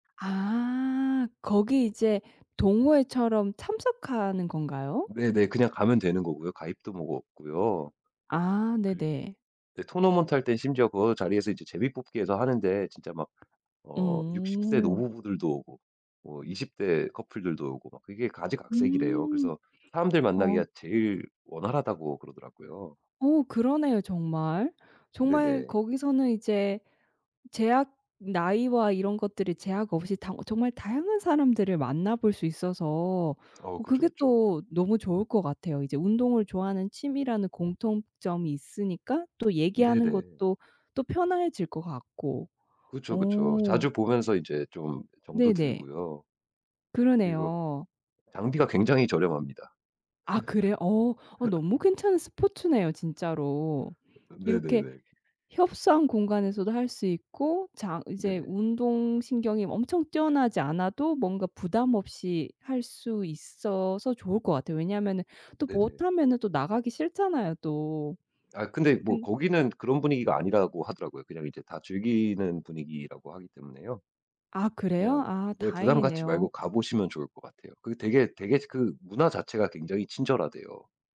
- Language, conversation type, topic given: Korean, advice, 새 도시로 이사하면 잘 적응할 수 있을지, 외로워지지는 않을지 걱정될 때 어떻게 하면 좋을까요?
- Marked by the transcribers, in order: other background noise; tapping; laugh